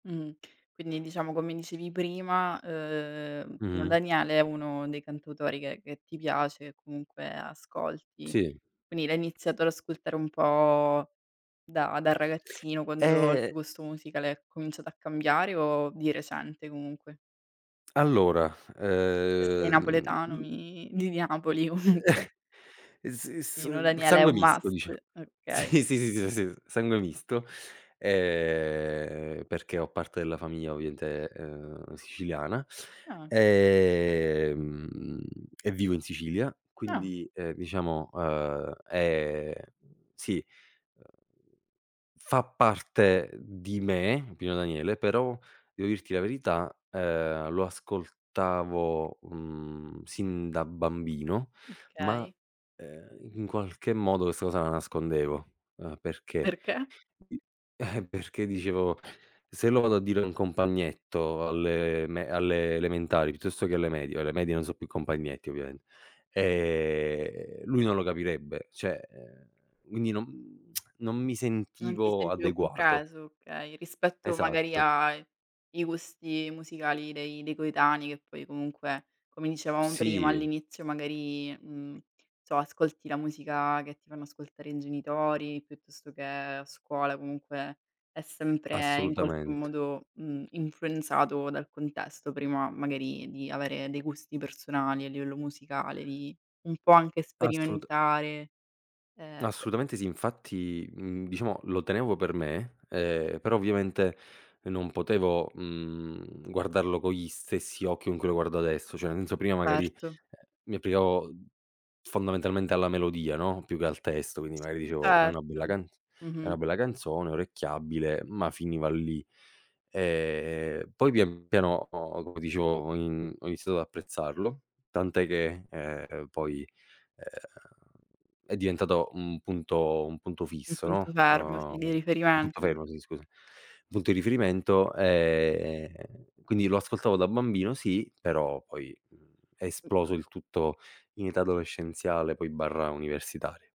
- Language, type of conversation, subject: Italian, podcast, Com'è cambiato il tuo gusto musicale nel tempo?
- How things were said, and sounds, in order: tapping; drawn out: "ehm"; other noise; laughing while speaking: "comunque"; chuckle; in English: "must"; drawn out: "ehm"; drawn out: "ehm"; other background noise; tongue click; "cioè" said as "ceh"; drawn out: "mhmm"; "so" said as "zo"; drawn out: "Ehm"